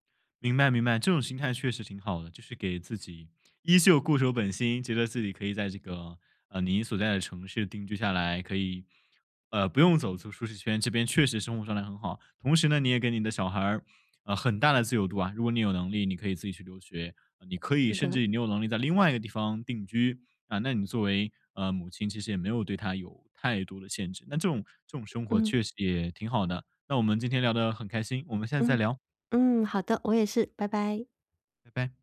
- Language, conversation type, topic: Chinese, podcast, 你们家有过迁徙或漂泊的故事吗？
- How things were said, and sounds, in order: laughing while speaking: "依旧固守本心"